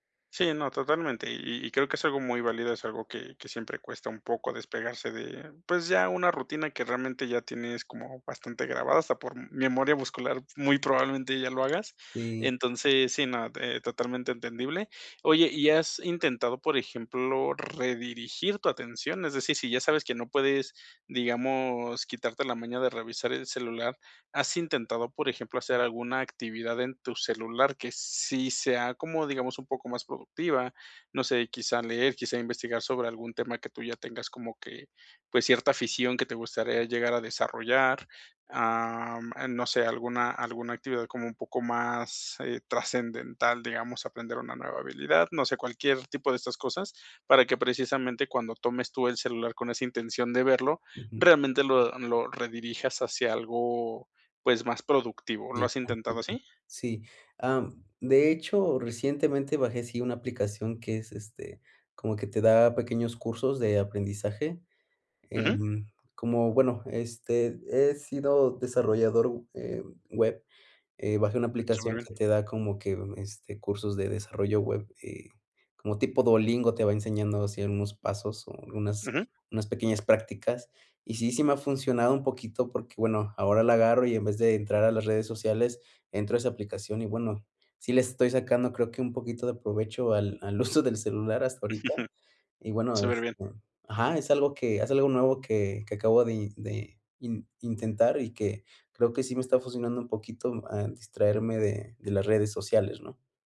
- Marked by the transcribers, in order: unintelligible speech; other background noise; chuckle
- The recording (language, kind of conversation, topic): Spanish, advice, ¿Cómo puedo reducir el uso del teléfono y de las redes sociales para estar más presente?
- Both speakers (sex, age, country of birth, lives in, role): male, 30-34, Mexico, Mexico, advisor; male, 35-39, Mexico, Mexico, user